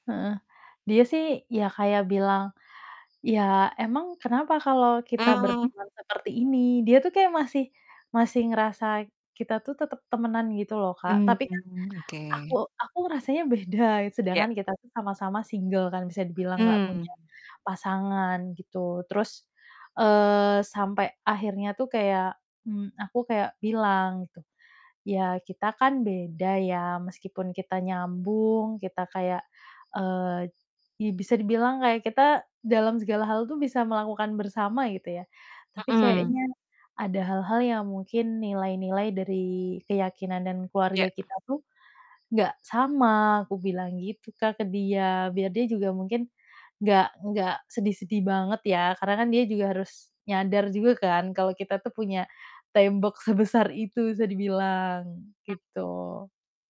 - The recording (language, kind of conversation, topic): Indonesian, podcast, Bagaimana cara menjaga jarak yang sehat tanpa merasa bersalah?
- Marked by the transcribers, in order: other animal sound; distorted speech; tapping; laughing while speaking: "beda"